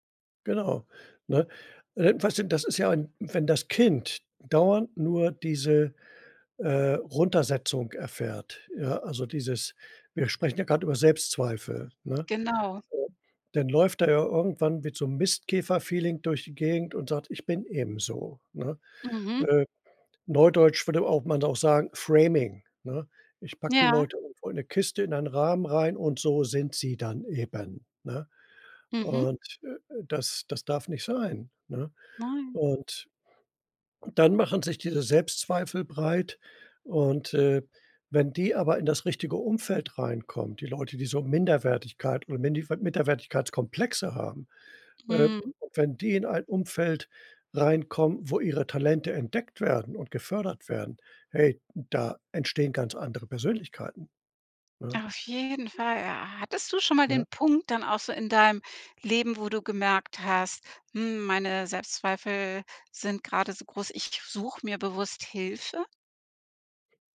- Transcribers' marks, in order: unintelligible speech
- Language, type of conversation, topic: German, podcast, Wie gehst du mit Selbstzweifeln um?